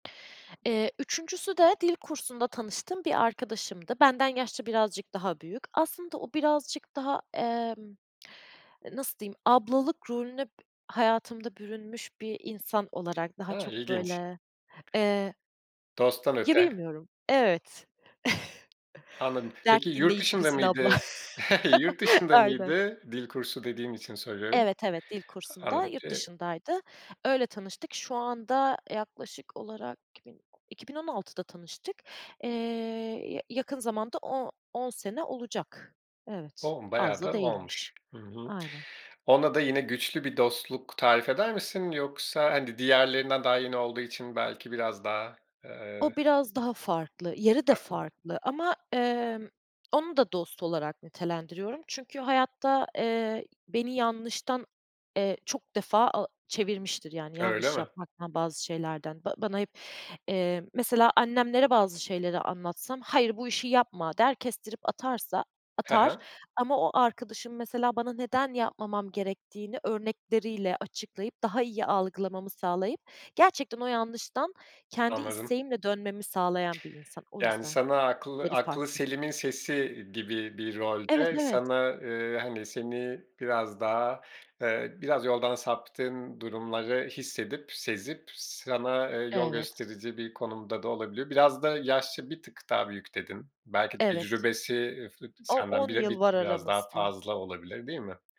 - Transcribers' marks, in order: other background noise; chuckle; chuckle; laughing while speaking: "Aynen"; unintelligible speech
- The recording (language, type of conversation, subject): Turkish, podcast, Gerçek bir dostu nasıl anlarsın?